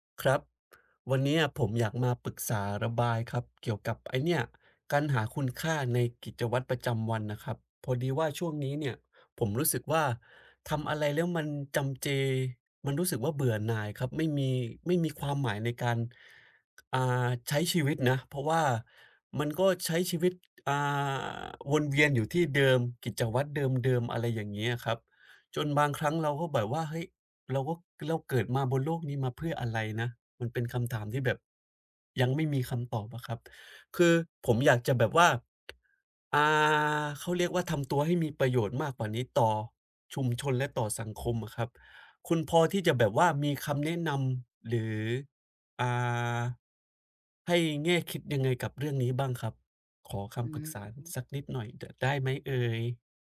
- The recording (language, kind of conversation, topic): Thai, advice, จะหาคุณค่าในกิจวัตรประจำวันซ้ำซากและน่าเบื่อได้อย่างไร
- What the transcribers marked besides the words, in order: tapping; other background noise; drawn out: "อ่า"